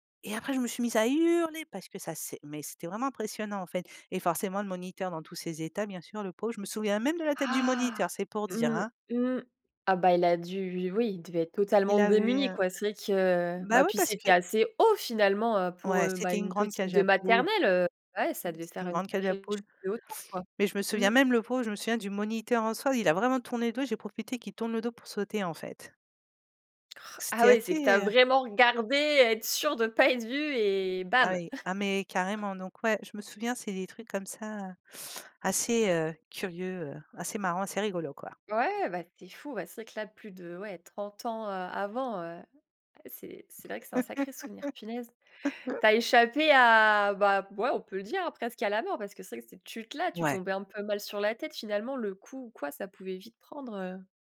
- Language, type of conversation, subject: French, podcast, Quel est le souvenir d’enfance qui t’a vraiment le plus marqué ?
- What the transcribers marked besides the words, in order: stressed: "hurler"; stressed: "haut"; chuckle; laugh